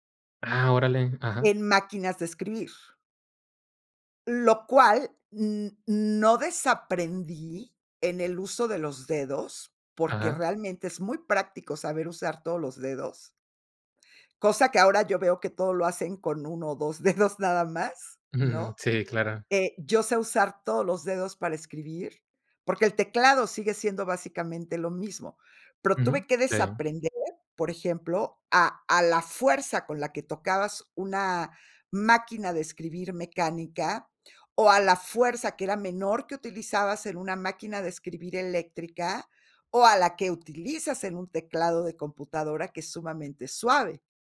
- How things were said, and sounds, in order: laughing while speaking: "dedos"; chuckle
- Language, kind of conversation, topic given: Spanish, podcast, ¿Qué papel cumple el error en el desaprendizaje?